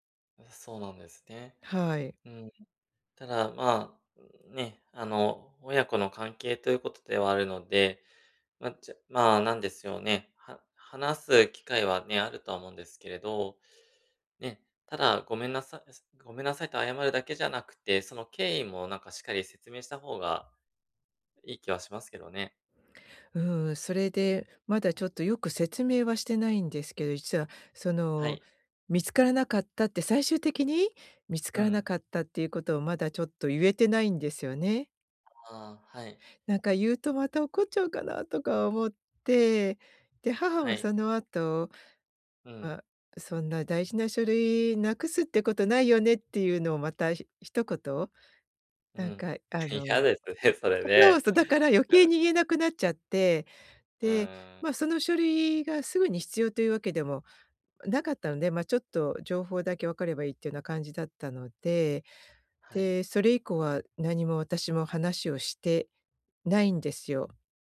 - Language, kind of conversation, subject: Japanese, advice, ミスを認めて関係を修復するためには、どのような手順で信頼を回復すればよいですか？
- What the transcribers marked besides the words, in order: laughing while speaking: "嫌ですね、それね。うん"